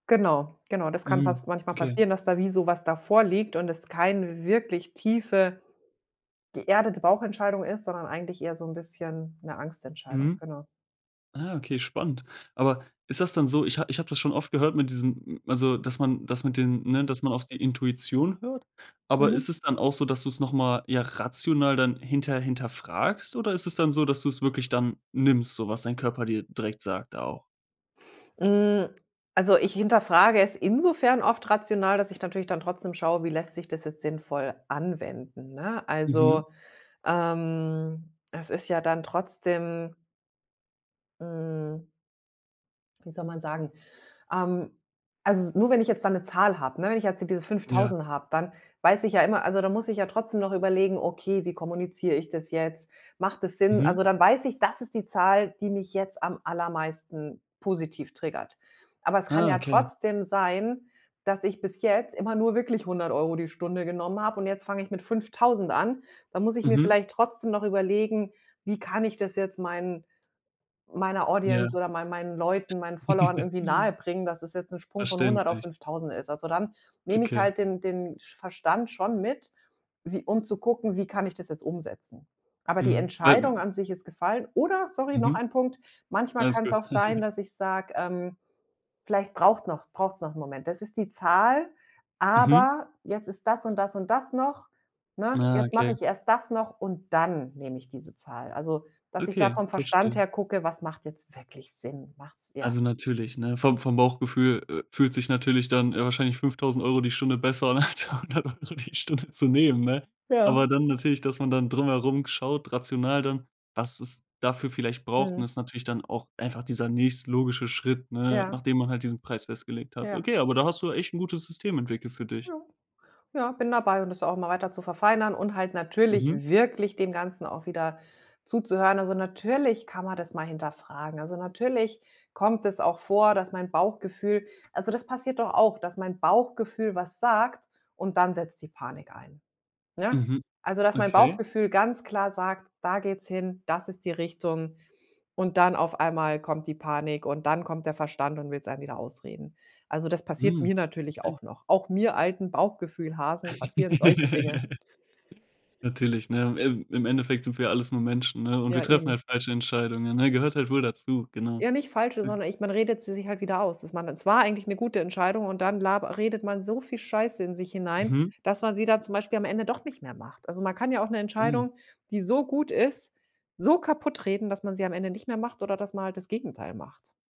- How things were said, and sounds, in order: in English: "Audience"; chuckle; in English: "Followern"; chuckle; stressed: "dann"; laughing while speaking: "hundert Euro die Stunde"; giggle; unintelligible speech
- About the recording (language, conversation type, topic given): German, podcast, Was hilft dir dabei, eine Entscheidung wirklich abzuschließen?